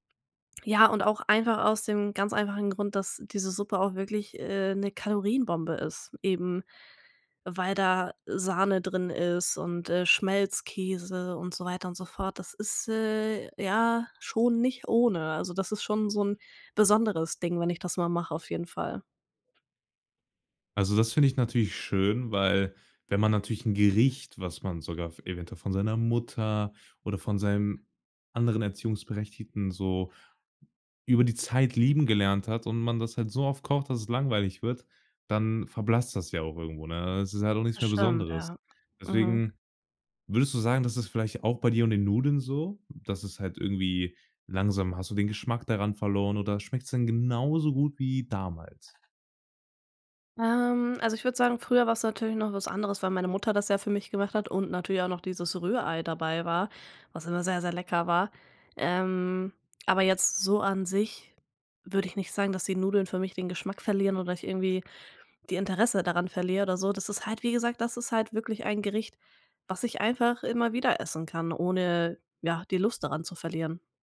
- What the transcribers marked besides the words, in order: other background noise
- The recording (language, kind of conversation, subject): German, podcast, Erzähl mal: Welches Gericht spendet dir Trost?